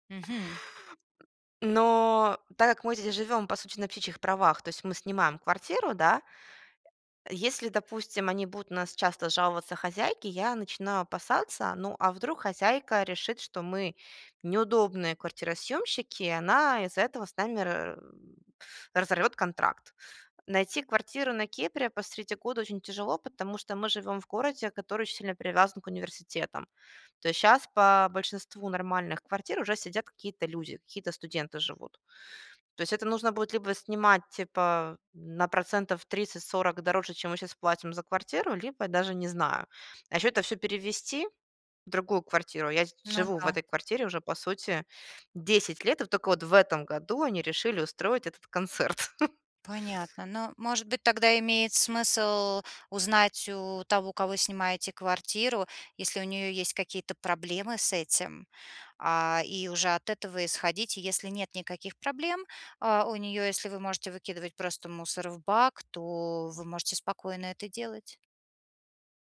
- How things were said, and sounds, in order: other background noise; chuckle
- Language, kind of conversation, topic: Russian, advice, Как найти баланс между моими потребностями и ожиданиями других, не обидев никого?